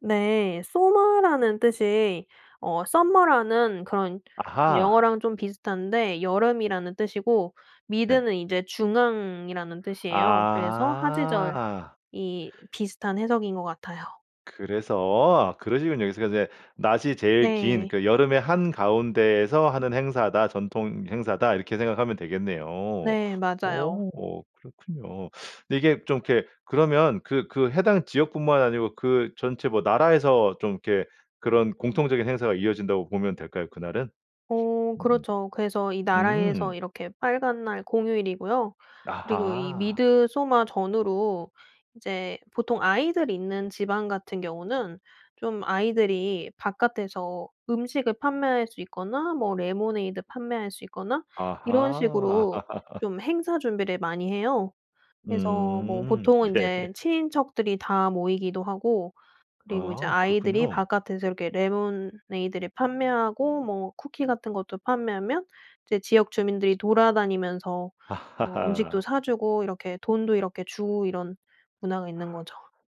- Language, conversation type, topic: Korean, podcast, 고향에서 열리는 축제나 행사를 소개해 주실 수 있나요?
- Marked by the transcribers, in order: in Swedish: "sommar라는"; in Swedish: "mid는"; teeth sucking; laugh; laughing while speaking: "네"; laugh; laugh